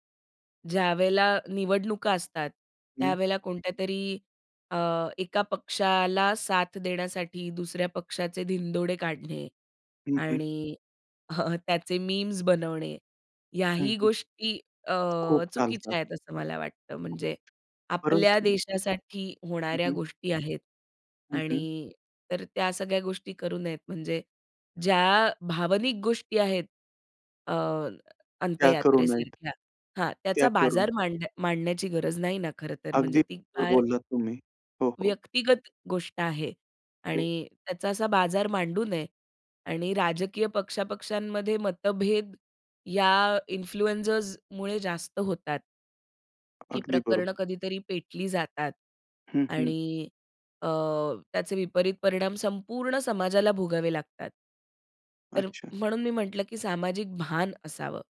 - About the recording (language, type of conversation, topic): Marathi, podcast, सोशल माध्यमांवरील प्रभावशाली व्यक्तींची खरी जबाबदारी काय असावी?
- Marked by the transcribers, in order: chuckle; other background noise; in English: "इन्फ्लुएन्जर्समुळे"; "इन्फ्लुएन्सर्समुळे" said as "इन्फ्लुएन्जर्समुळे"